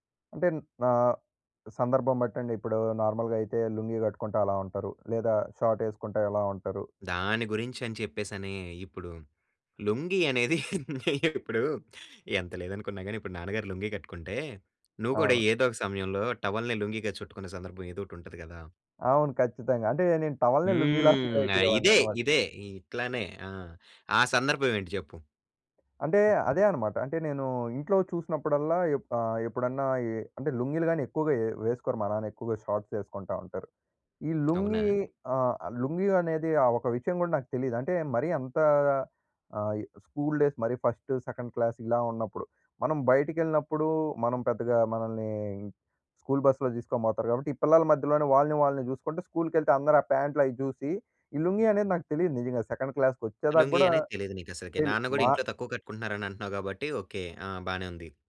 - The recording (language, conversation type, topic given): Telugu, podcast, సినిమాలు, టీవీ కార్యక్రమాలు ప్రజల ఫ్యాషన్‌పై ఎంతవరకు ప్రభావం చూపుతున్నాయి?
- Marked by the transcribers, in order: in English: "నార్మల్‌గా"; in English: "షార్ట్"; giggle; in English: "టవల్‌ని"; in English: "టవల్‌నే"; in English: "ఫీల్"; other background noise; in English: "షార్ట్స్"; tapping; in English: "స్కూల్ డేస్"; in English: "ఫస్ట్, సెకండ్ క్లాస్"; in English: "సెకండ్ క్లాస్‌కి"